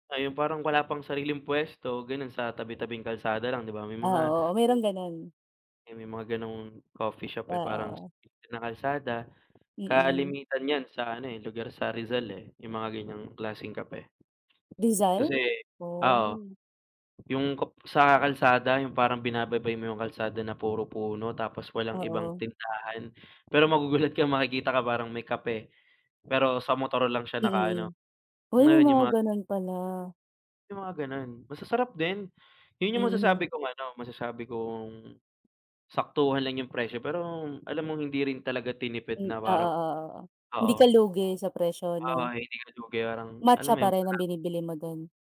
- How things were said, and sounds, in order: none
- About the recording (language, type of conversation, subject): Filipino, unstructured, Ano ang palagay mo sa sobrang pagtaas ng presyo ng kape sa mga sikat na kapihan?